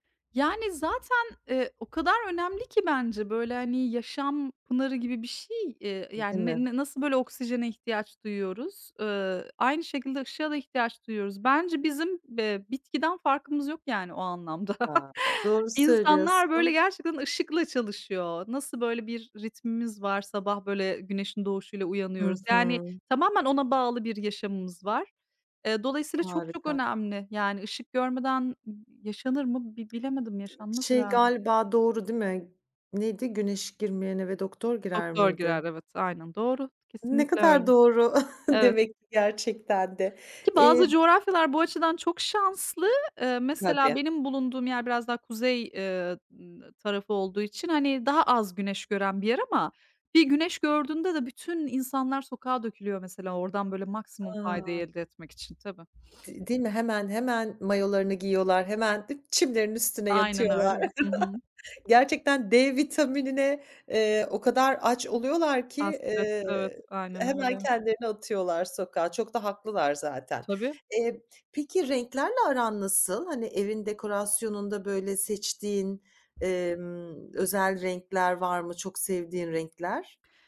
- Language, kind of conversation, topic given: Turkish, podcast, Küçük bir evi daha ferah hissettirmek için neler yaparsın?
- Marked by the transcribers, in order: other background noise; chuckle; tapping; other noise; chuckle; sniff; chuckle